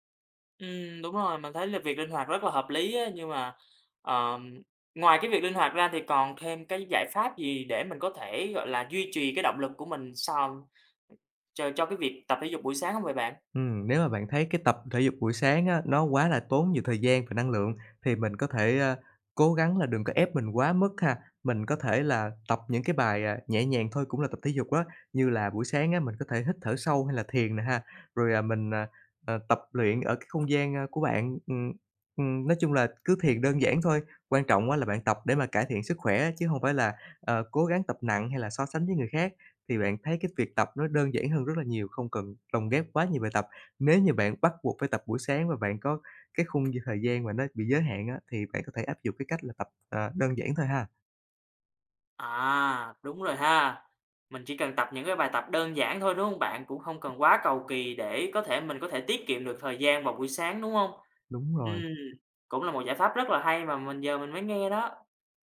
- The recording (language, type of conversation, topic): Vietnamese, advice, Tại sao tôi lại mất động lực sau vài tuần duy trì một thói quen, và làm sao để giữ được lâu dài?
- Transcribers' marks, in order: "sòn" said as "còn"; other background noise